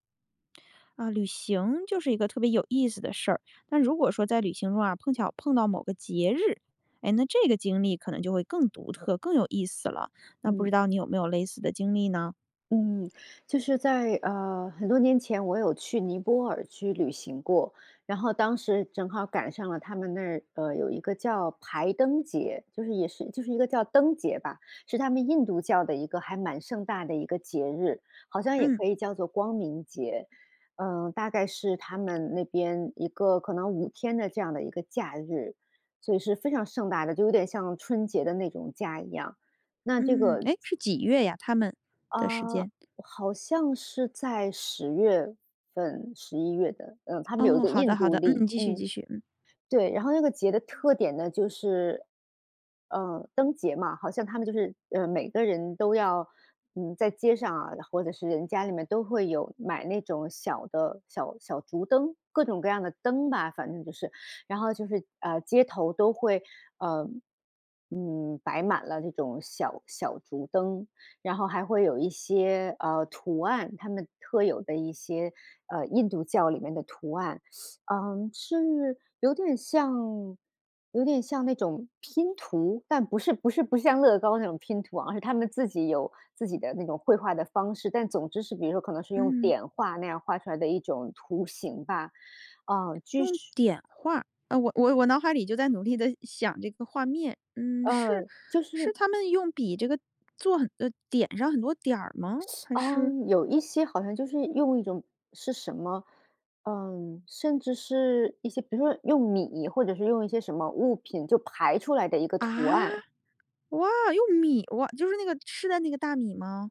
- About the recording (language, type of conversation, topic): Chinese, podcast, 旅行中你最有趣的节日经历是什么？
- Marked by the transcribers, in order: lip smack; lip smack; other background noise; inhale; laughing while speaking: "脑海里就在努力地想"; teeth sucking; surprised: "啊？哇，用米？"